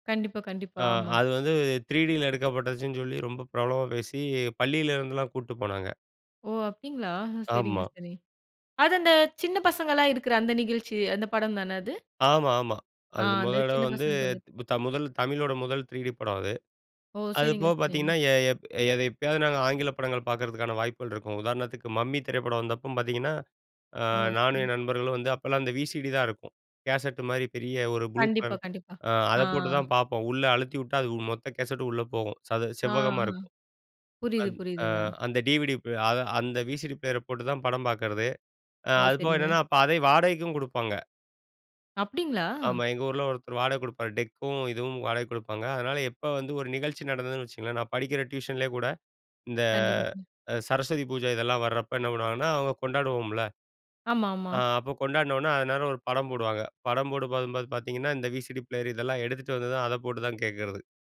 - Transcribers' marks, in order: in English: "விசிடி"; in English: "டிவிடி"; in English: "விசிடி பிளேயர"; in English: "விசிடி பிளேயர"
- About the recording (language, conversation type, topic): Tamil, podcast, குழந்தைப் பருவத்தில் உங்கள் மனதில் நிலைத்திருக்கும் தொலைக்காட்சி நிகழ்ச்சி எது, அதைப் பற்றி சொல்ல முடியுமா?